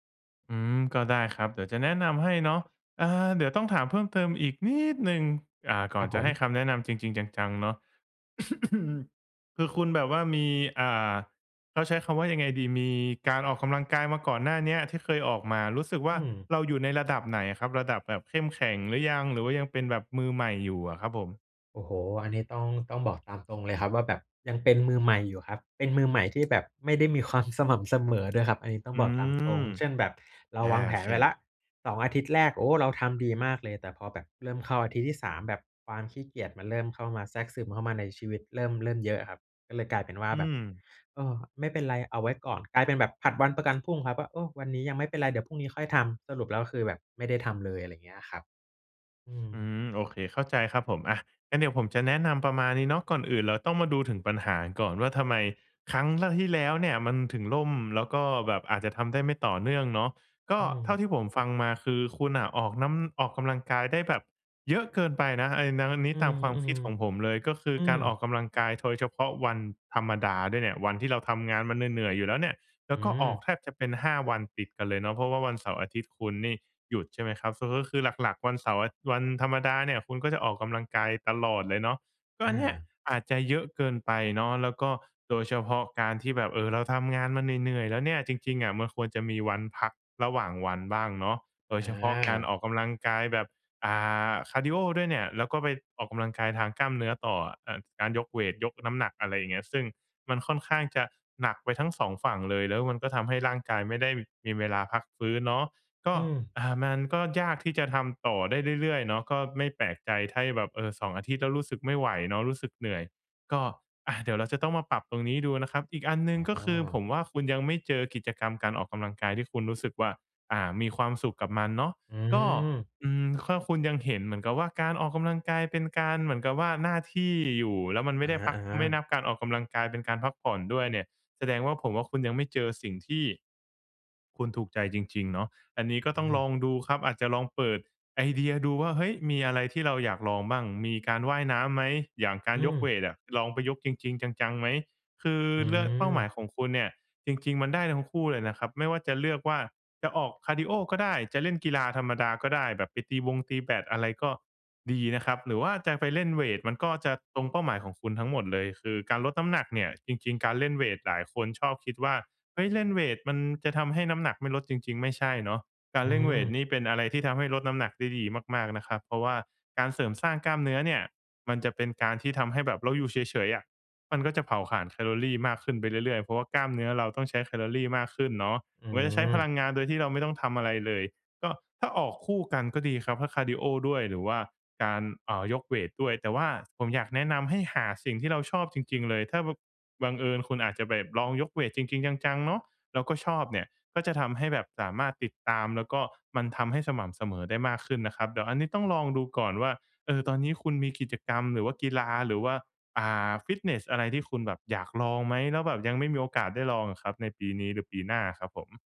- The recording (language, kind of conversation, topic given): Thai, advice, ฉันจะเริ่มสร้างนิสัยและติดตามความก้าวหน้าในแต่ละวันอย่างไรให้ทำได้ต่อเนื่อง?
- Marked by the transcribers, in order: cough; tapping; other background noise; "โดย" said as "โทย"; alarm; "ถ้า" said as "ไถ้"